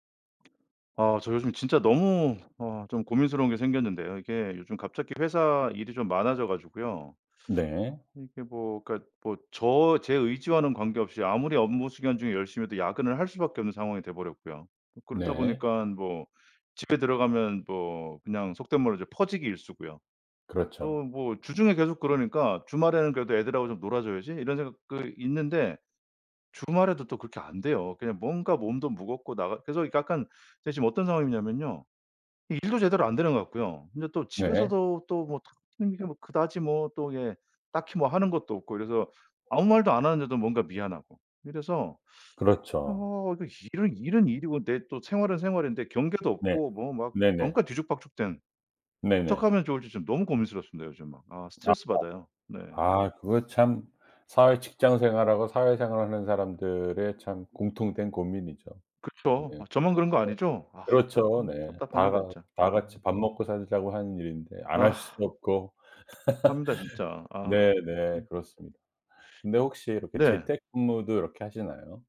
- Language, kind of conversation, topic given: Korean, advice, 일과 삶의 경계를 다시 세우는 연습이 필요하다고 느끼는 이유는 무엇인가요?
- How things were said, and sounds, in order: tapping; unintelligible speech; other background noise; unintelligible speech; laugh